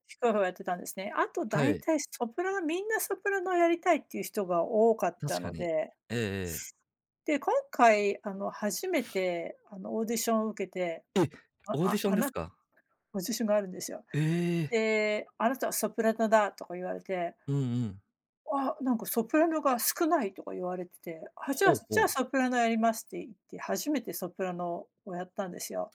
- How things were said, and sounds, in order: unintelligible speech
- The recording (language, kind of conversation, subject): Japanese, unstructured, あなたにとって幸せとは何ですか？